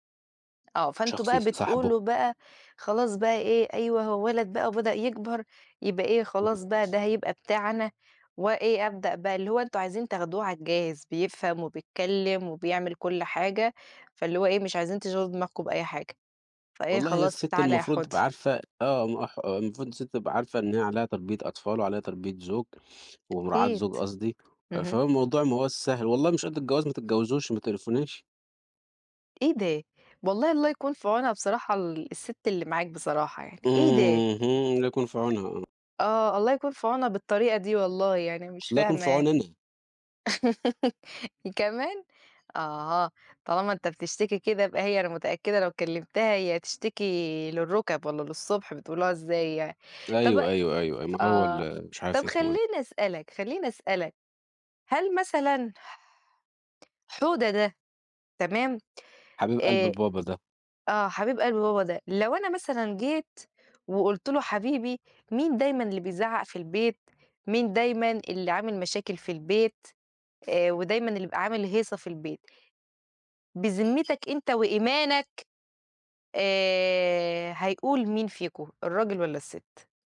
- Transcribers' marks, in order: tapping; laugh
- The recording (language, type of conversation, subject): Arabic, unstructured, إزاي بتتعامل مع مشاعر الغضب بعد خناقة مع شريكك؟